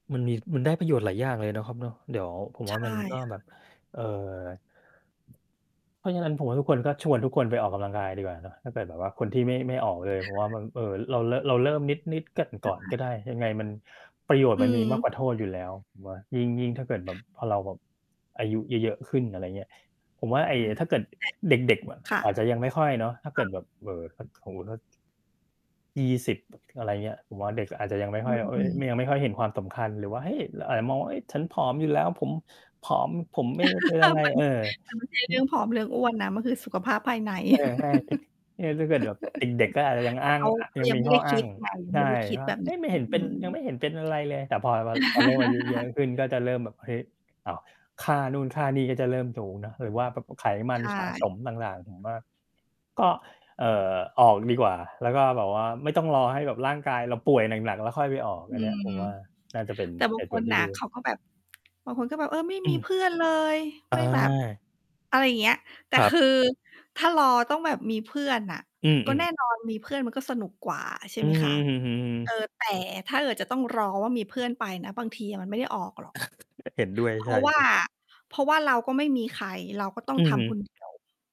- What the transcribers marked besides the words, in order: static; other background noise; distorted speech; unintelligible speech; laugh; laugh; mechanical hum; chuckle; tsk; laughing while speaking: "แต่คือ"; chuckle; inhale; laughing while speaking: "ใช่"
- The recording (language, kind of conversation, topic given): Thai, unstructured, คุณคิดว่าการออกกำลังกายช่วยให้ชีวิตมีความสุขขึ้นไหม?